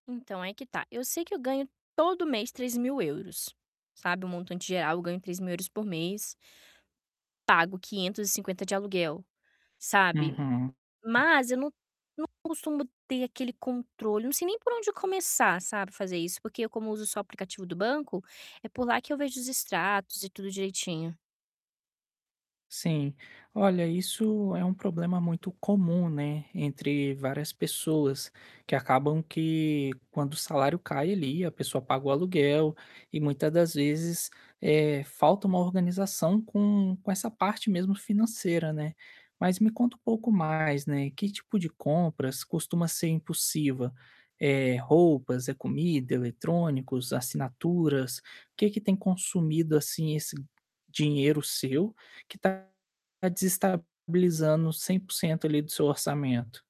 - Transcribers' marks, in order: other background noise; distorted speech
- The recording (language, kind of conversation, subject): Portuguese, advice, Como os gastos impulsivos estão desestabilizando o seu orçamento?